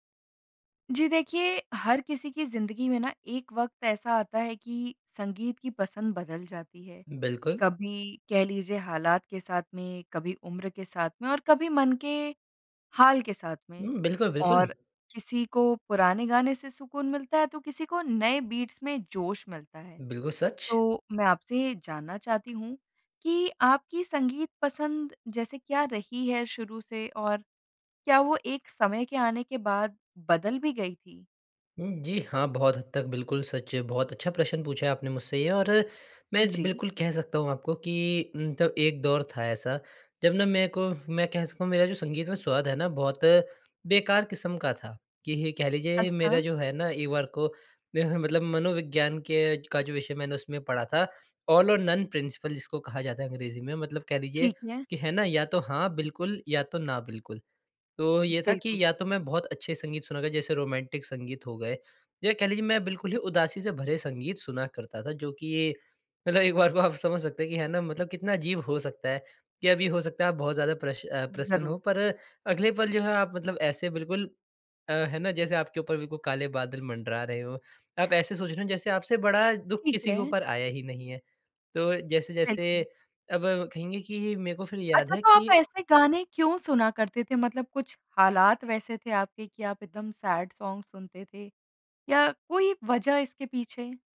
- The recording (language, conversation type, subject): Hindi, podcast, तुम्हारी संगीत पसंद में सबसे बड़ा बदलाव कब आया?
- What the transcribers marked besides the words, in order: in English: "बीट्स"; in English: "ऑल और नन प्रिंसिपल"; in English: "रोमांटिक"; laughing while speaking: "मतलब एक बार को आप"; other noise; in English: "सैड सॉन्ग"